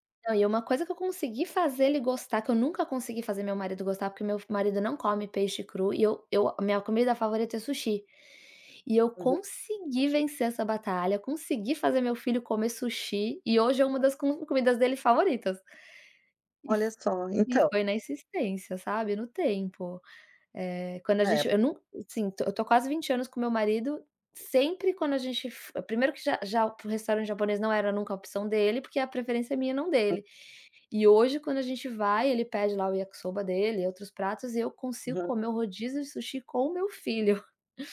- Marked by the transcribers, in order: other background noise
- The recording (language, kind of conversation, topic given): Portuguese, advice, Como é morar com um parceiro que tem hábitos alimentares opostos?